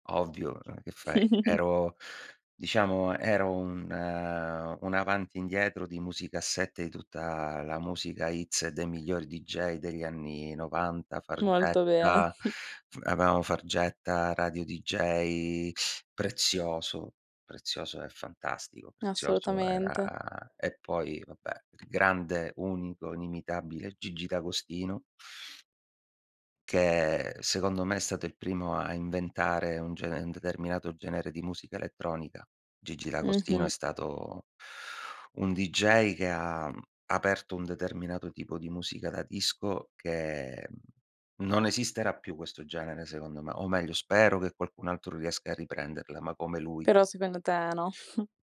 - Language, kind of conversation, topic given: Italian, podcast, Qual è la canzone che ti ricorda l’infanzia?
- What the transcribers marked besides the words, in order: chuckle; chuckle; chuckle